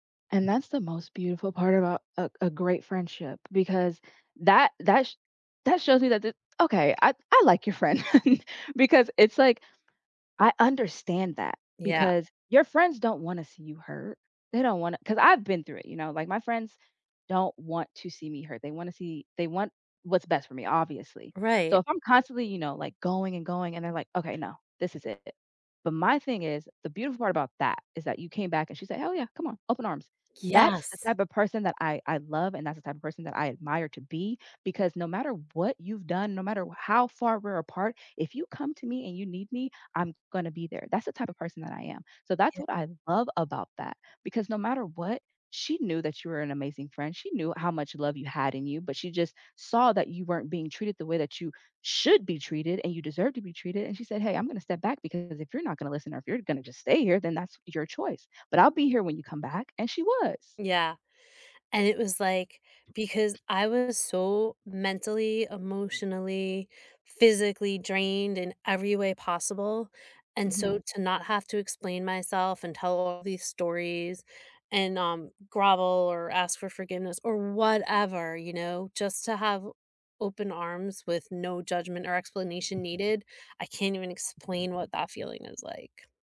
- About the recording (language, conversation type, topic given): English, unstructured, How do you rebuild a friendship after a big argument?
- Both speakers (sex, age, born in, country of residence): female, 30-34, United States, United States; female, 50-54, United States, United States
- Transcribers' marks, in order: tapping; chuckle; other background noise; stressed: "should"; stressed: "whatever"